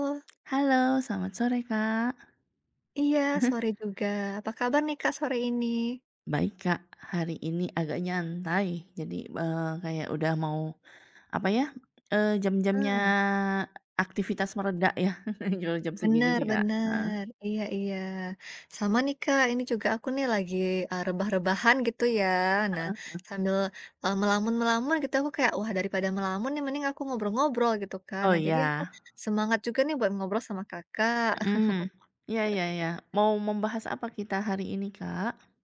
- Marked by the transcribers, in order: chuckle; other background noise; chuckle; tapping; chuckle
- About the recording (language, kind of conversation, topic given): Indonesian, unstructured, Bagaimana cara kamu mempersiapkan ujian dengan baik?